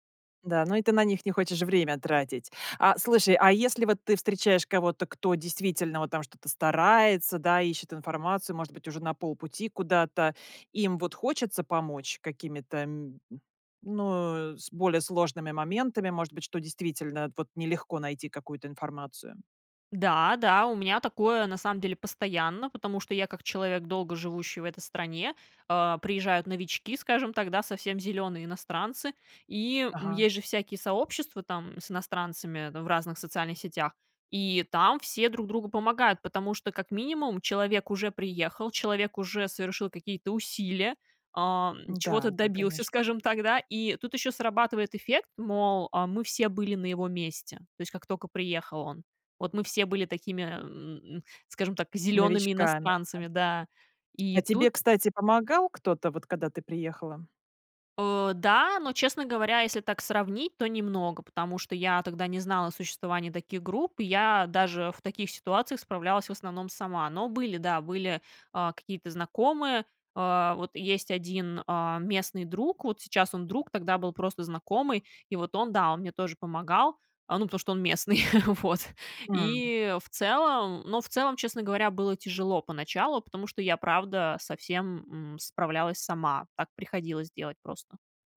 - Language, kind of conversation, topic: Russian, podcast, Какие приёмы помогли тебе не сравнивать себя с другими?
- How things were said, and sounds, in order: tapping; tsk; laughing while speaking: "местный"